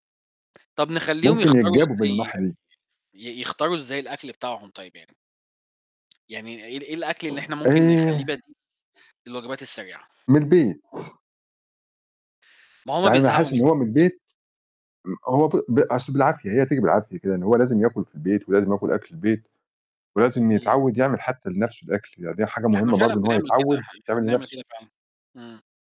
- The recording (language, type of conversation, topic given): Arabic, unstructured, إنت مع ولا ضد منع بيع الأكل السريع في المدارس؟
- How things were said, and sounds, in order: tapping; other background noise